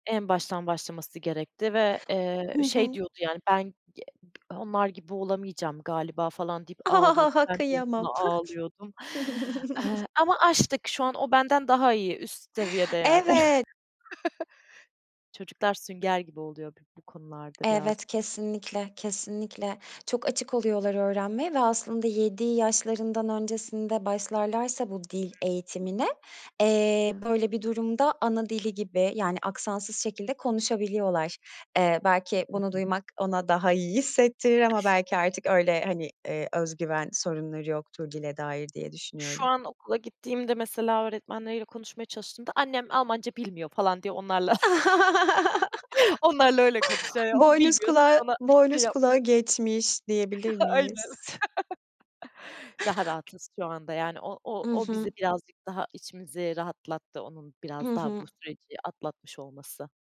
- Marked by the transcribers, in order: other background noise; chuckle; chuckle; giggle; tapping; chuckle; other noise; laugh; chuckle; chuckle
- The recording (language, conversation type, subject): Turkish, podcast, Yeni bir dili öğrenme maceran nasıl geçti ve başkalarına vereceğin ipuçları neler?
- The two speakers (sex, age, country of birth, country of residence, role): female, 30-34, Turkey, Germany, guest; female, 35-39, Turkey, Greece, host